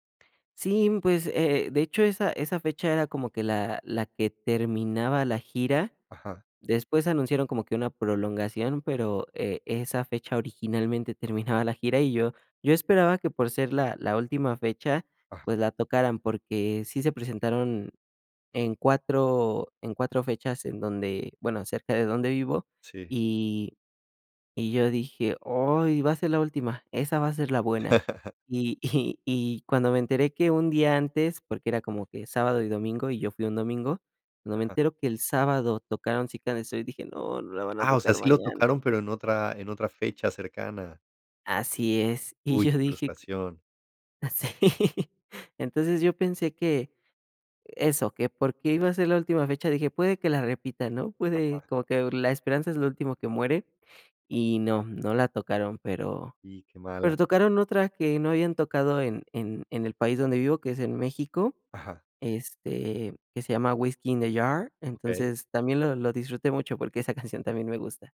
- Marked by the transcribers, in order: laugh; laughing while speaking: "Sí"
- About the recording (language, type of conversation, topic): Spanish, podcast, ¿Cuál es tu canción favorita y por qué te conmueve tanto?